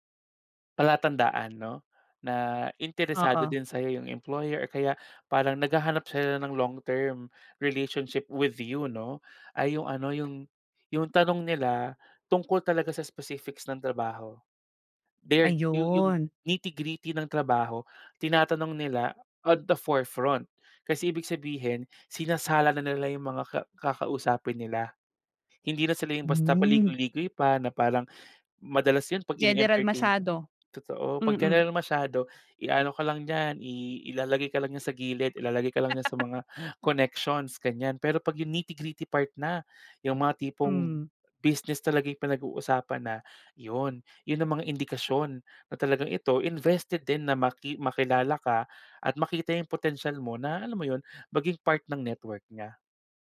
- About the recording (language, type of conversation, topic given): Filipino, podcast, Gaano kahalaga ang pagbuo ng mga koneksyon sa paglipat mo?
- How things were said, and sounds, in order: in English: "long-term relationship with you"; in English: "nitty-gritty"; in English: "at the forefront"; in English: "nitty-gritty part"